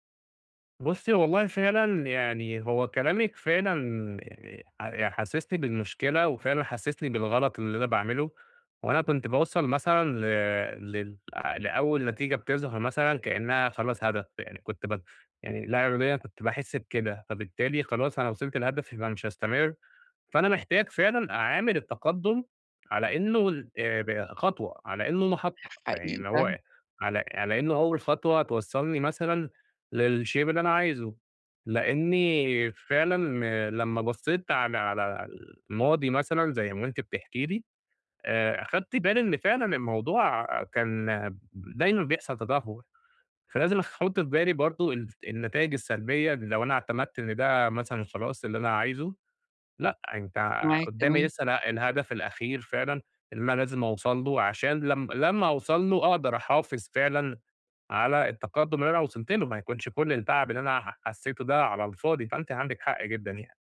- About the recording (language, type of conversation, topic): Arabic, advice, إزاي أرجّع حماسي لما أحسّ إنّي مش بتقدّم؟
- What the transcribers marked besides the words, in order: in English: "للshape"